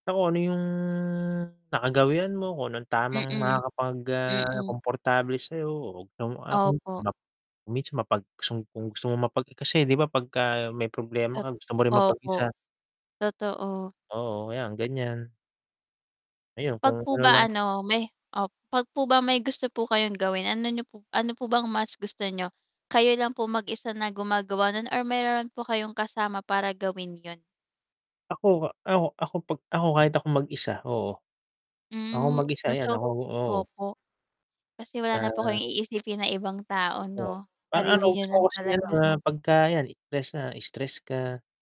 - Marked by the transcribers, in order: static; drawn out: "yung"; tapping; unintelligible speech; other background noise; mechanical hum; distorted speech
- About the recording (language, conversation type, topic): Filipino, unstructured, Anong libangan, sa tingin mo, ang nakakatanggal ng stress?